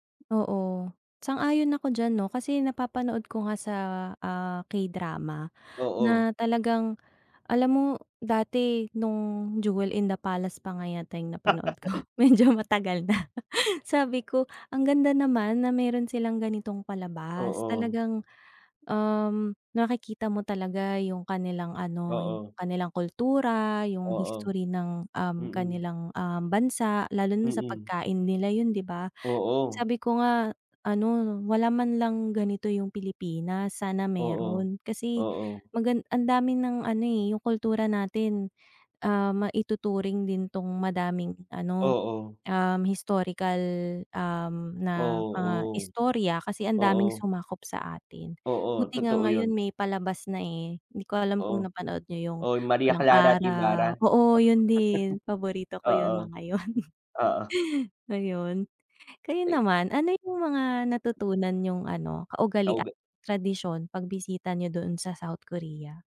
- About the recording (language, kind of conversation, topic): Filipino, unstructured, Ano ang mga bagong kaalaman na natutuhan mo sa pagbisita mo sa [bansa]?
- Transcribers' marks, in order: tapping; laugh; chuckle; other background noise; chuckle